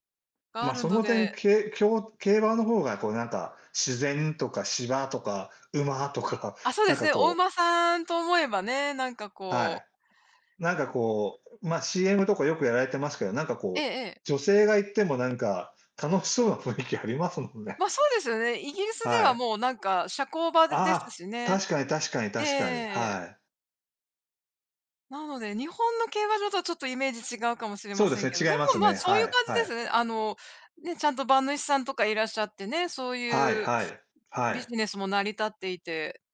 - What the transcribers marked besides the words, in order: tapping; other background noise
- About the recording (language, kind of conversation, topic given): Japanese, unstructured, 働き始めてから、いちばん嬉しかった瞬間はいつでしたか？